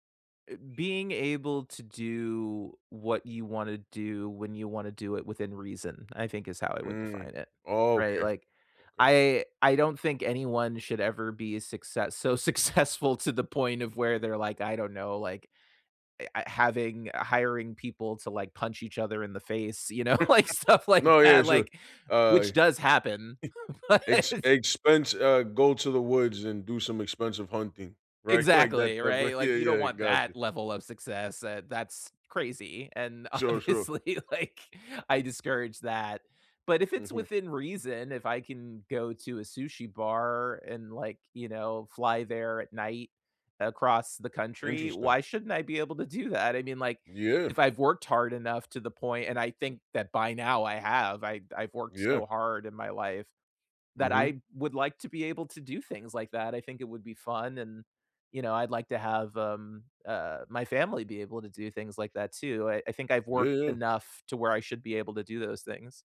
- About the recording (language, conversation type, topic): English, unstructured, How should I think about success in the future?
- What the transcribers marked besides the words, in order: laughing while speaking: "successful"; laugh; laughing while speaking: "know, like, stuff like that, like"; chuckle; laughing while speaking: "but it is"; laughing while speaking: "like"; laughing while speaking: "yeah"; laughing while speaking: "obviously, like"